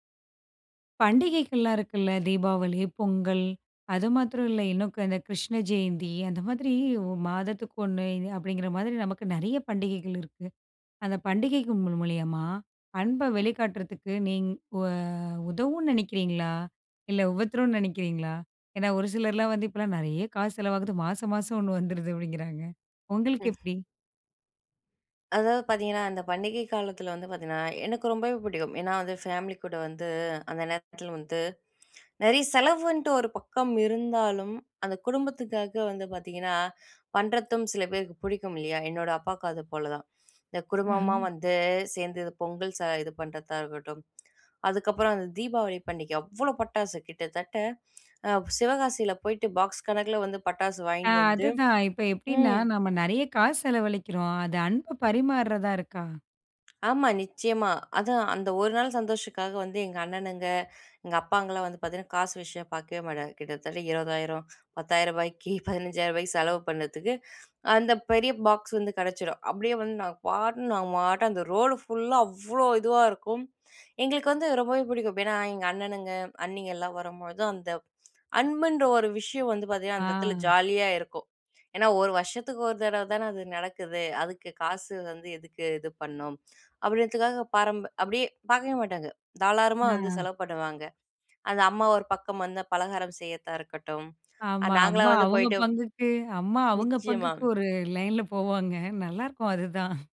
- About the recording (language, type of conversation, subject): Tamil, podcast, பண்டிகைகள் அன்பை வெளிப்படுத்த உதவுகிறதா?
- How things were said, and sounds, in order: laughing while speaking: "இல்ல உபத்தரம் நினைக்கிறீங்களா? ஏன்னா ஒரு … ஒண்ணு வந்துடுது அப்படிங்கிறாங்க"; other noise; chuckle; "தாராளமா" said as "தாலாரமா"; laughing while speaking: "அம்மா அவுங்க பங்குக்கு ஒரு லைன்ல போவாங்க நல்லாயிருக்கும் அதுதான்"